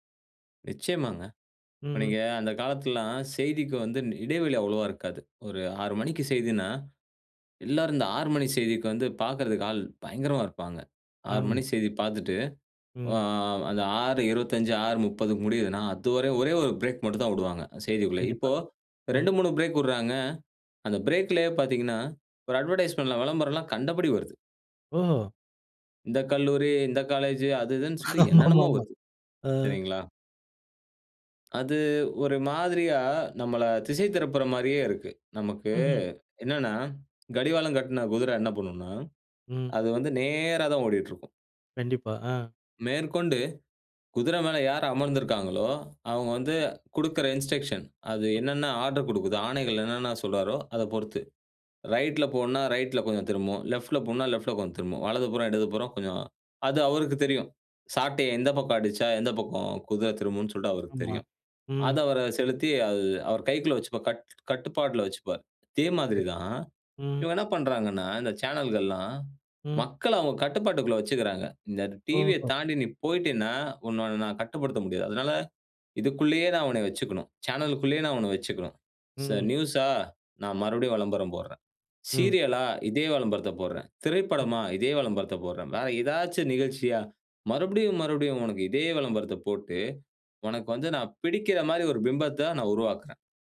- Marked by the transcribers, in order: in English: "அட்வர்டைஸ்மென்ட்லாம்"; laughing while speaking: "ஆமாமாமா"; other background noise
- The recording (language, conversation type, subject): Tamil, podcast, செய்திகளும் பொழுதுபோக்கும் ஒன்றாக கலந்தால் அது நமக்கு நல்லதா?